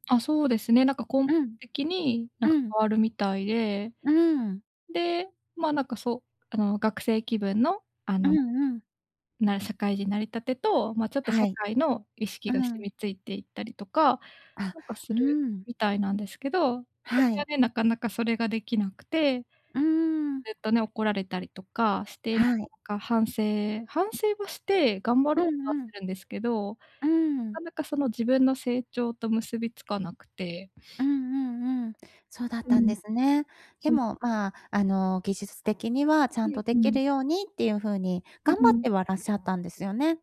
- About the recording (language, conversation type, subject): Japanese, advice, どうすれば批判を成長の機会に変える習慣を身につけられますか？
- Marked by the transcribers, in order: tapping; sniff